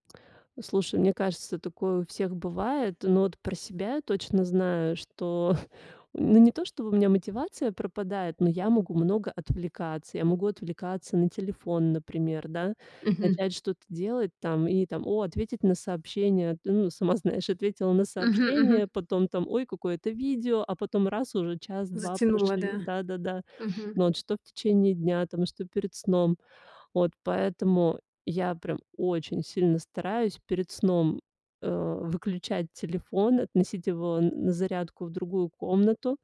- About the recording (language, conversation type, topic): Russian, podcast, Какие маленькие шаги помогают тебе расти каждый день?
- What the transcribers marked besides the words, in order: chuckle